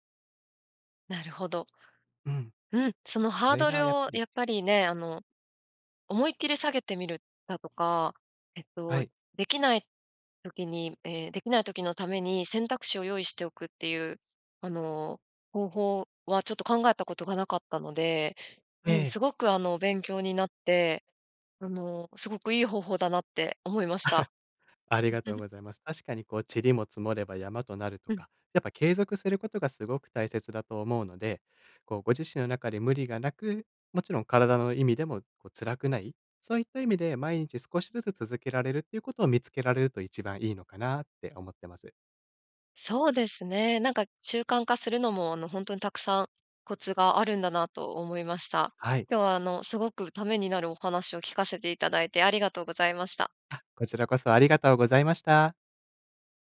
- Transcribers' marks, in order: chuckle
- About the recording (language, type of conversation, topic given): Japanese, podcast, 習慣を身につけるコツは何ですか？